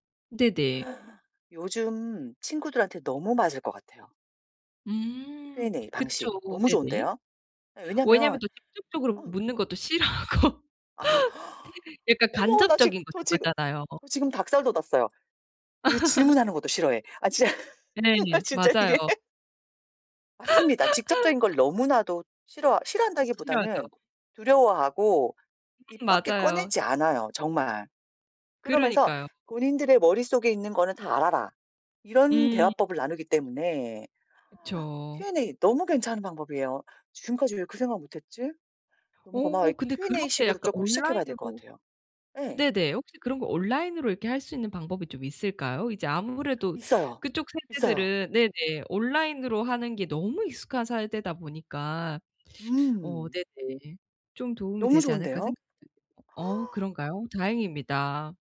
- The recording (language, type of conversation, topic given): Korean, advice, 불확실한 상황에 있는 사람을 어떻게 도와줄 수 있을까요?
- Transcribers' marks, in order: gasp; in English: "Q&A"; laughing while speaking: "싫어하고 네"; gasp; laugh; laughing while speaking: "진짜 나 진짜 이게"; laugh; other background noise; inhale; in English: "Q&A"; in English: "Q&A"; teeth sucking; "세대다" said as "사에대다"; gasp